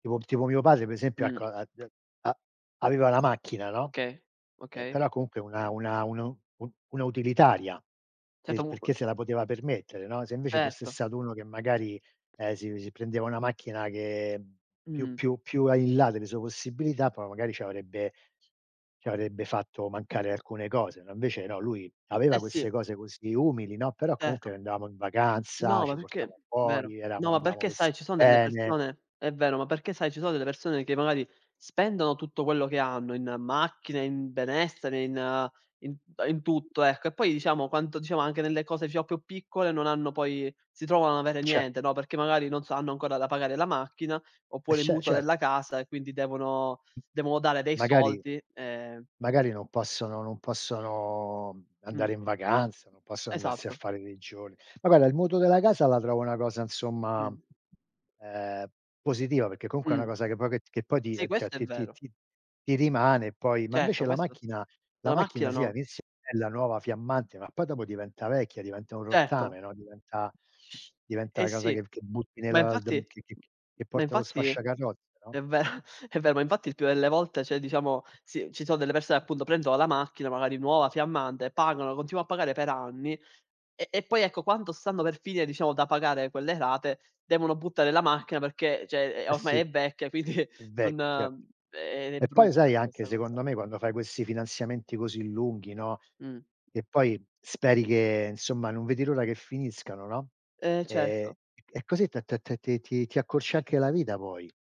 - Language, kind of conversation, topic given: Italian, unstructured, Come può il risparmio cambiare la vita di una persona?
- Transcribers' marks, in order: tapping; other background noise; "eravamo" said as "eramo"; "diciamo" said as "dicia"; "insomma" said as "nsomma"; sniff; laughing while speaking: "vero"; "cioè" said as "ceh"; "cioè" said as "ceh"; chuckle; "insomma" said as "nsomma"